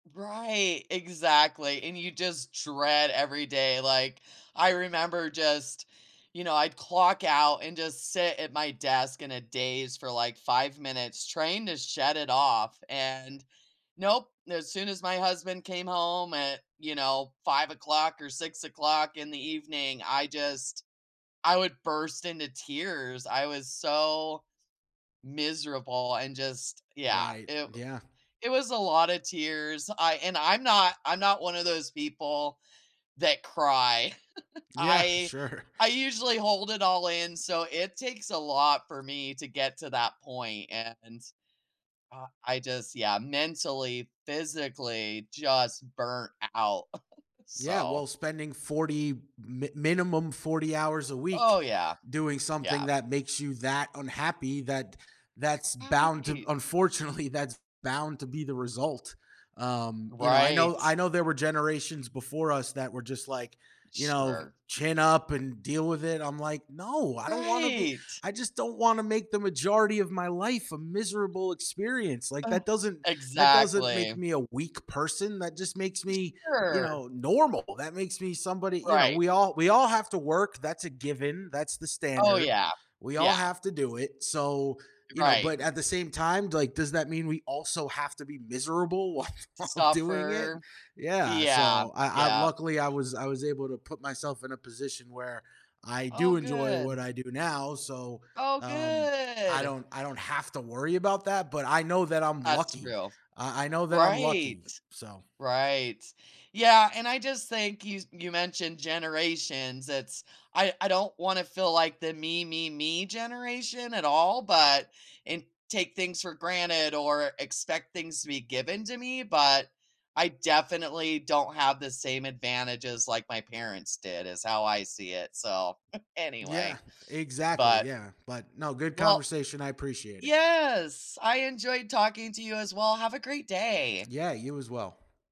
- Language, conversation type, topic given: English, unstructured, How can couples support each other in balancing work and personal life?
- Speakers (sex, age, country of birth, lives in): female, 45-49, United States, United States; male, 35-39, United States, United States
- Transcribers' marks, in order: other background noise; laughing while speaking: "sure"; chuckle; tapping; chuckle; laughing while speaking: "unfortunately"; laughing while speaking: "while"; drawn out: "good"; chuckle